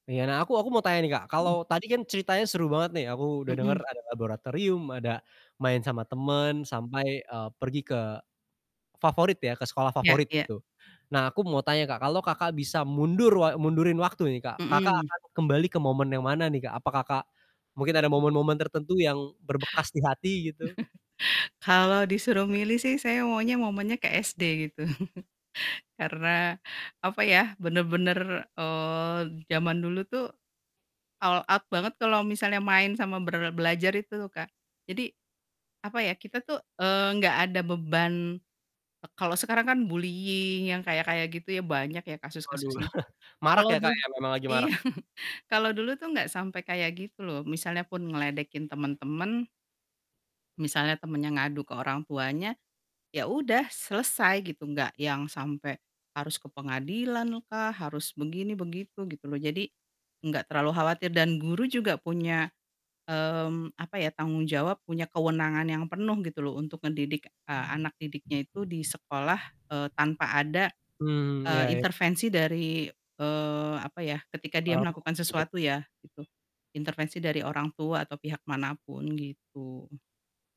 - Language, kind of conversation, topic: Indonesian, podcast, Apa momen paling berkesan yang kamu alami saat sekolah?
- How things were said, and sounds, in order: distorted speech; other background noise; chuckle; chuckle; chuckle; in English: "all out"; in English: "bullying"; chuckle; laughing while speaking: "Iya"; chuckle